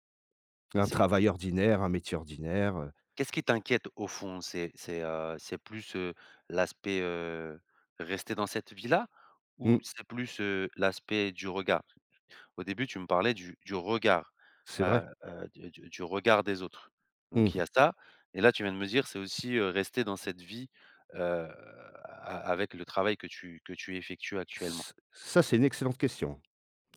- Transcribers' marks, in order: none
- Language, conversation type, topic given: French, advice, Comment dépasser la peur d’échouer qui m’empêche de lancer mon projet ?